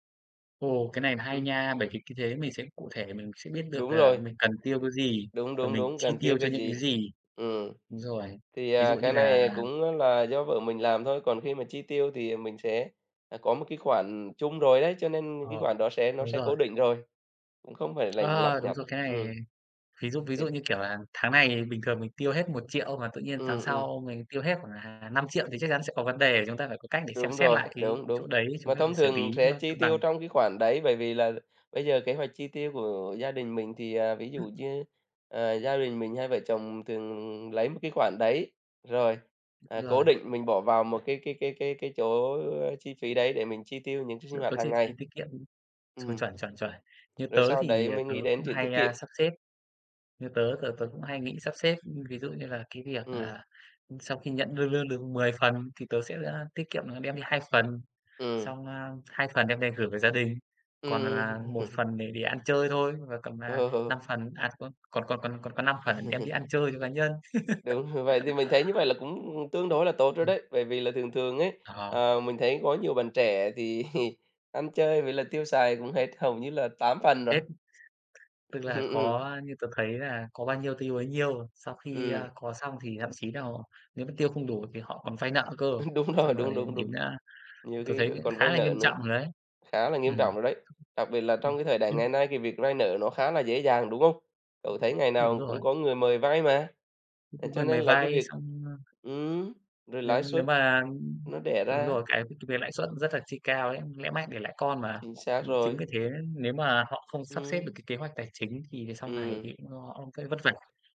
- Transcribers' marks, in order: other noise; tapping; other background noise; laughing while speaking: "Ừm"; laughing while speaking: "Ờ"; laugh; chuckle; laugh; chuckle; laughing while speaking: "Ừm"; chuckle; laughing while speaking: "rồi"; unintelligible speech
- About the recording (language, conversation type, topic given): Vietnamese, unstructured, Bạn có kế hoạch tài chính cho tương lai không?